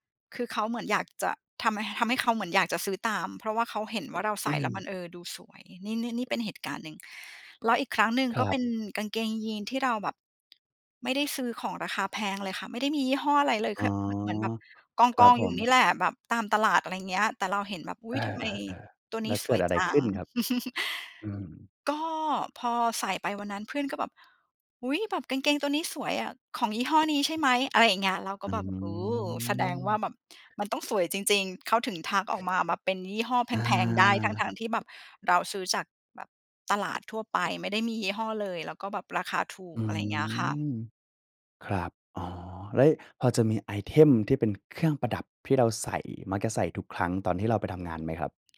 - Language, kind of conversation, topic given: Thai, podcast, สไตล์การแต่งตัวของคุณบอกอะไรเกี่ยวกับตัวคุณบ้าง?
- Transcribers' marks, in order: tapping; chuckle; other background noise